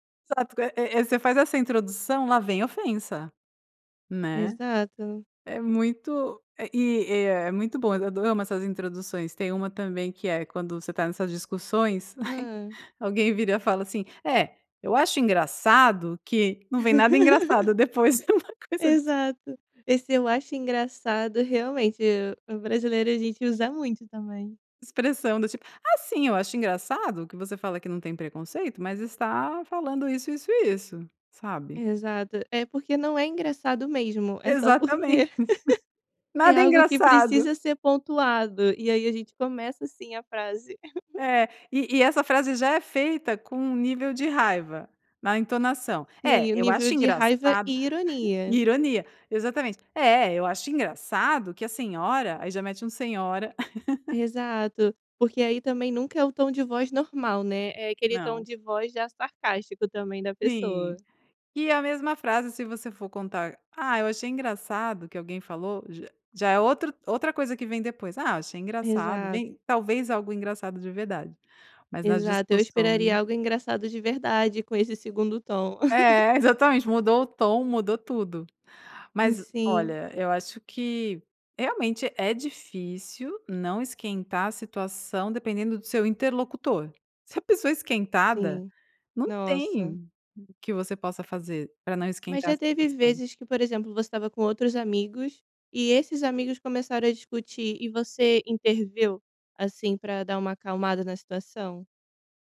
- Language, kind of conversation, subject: Portuguese, podcast, Como você costuma discordar sem esquentar a situação?
- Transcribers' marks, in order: chuckle; laugh; laughing while speaking: "de uma coisa"; unintelligible speech; laugh; chuckle; chuckle; laugh; laugh; tapping; chuckle; "interveio" said as "interveu"